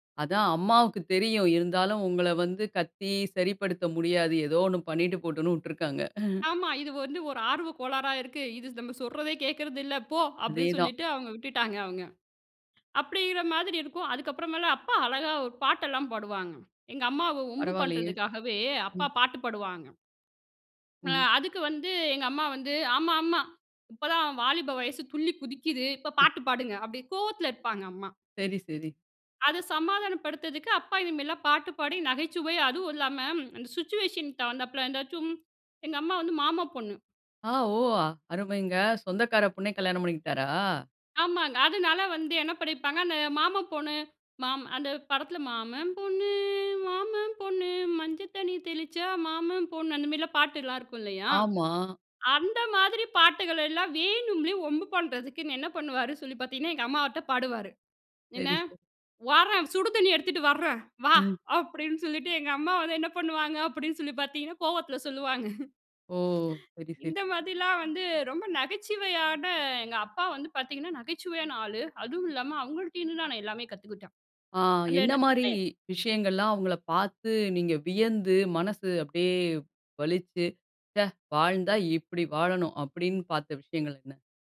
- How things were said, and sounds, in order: chuckle; other noise; tapping; singing: "மாமன் பொண்ணு, மாமன் பொண்ணு மஞ்சள் தண்ணி தெளிச்சா மாமன் பொண்ணு"; laugh; unintelligible speech; surprised: "ச்சே, வாழ்ந்தா இப்பிடி வாழணும்"
- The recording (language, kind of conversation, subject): Tamil, podcast, உங்கள் குழந்தைப் பருவத்தில் உங்களுக்கு உறுதுணையாக இருந்த ஹீரோ யார்?